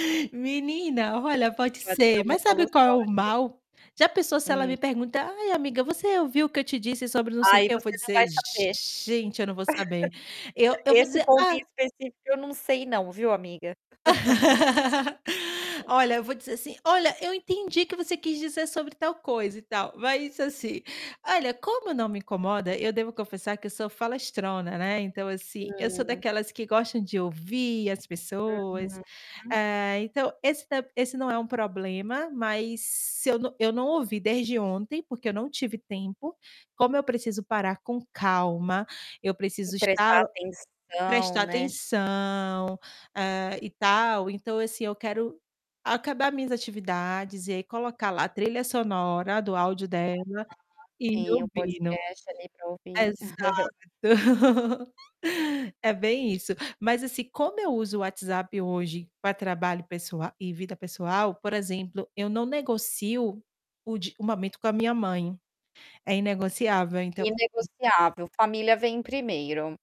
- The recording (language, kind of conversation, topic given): Portuguese, podcast, Qual aplicativo você não consegue viver sem?
- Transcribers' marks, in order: distorted speech; static; other background noise; chuckle; laugh; unintelligible speech; chuckle; tapping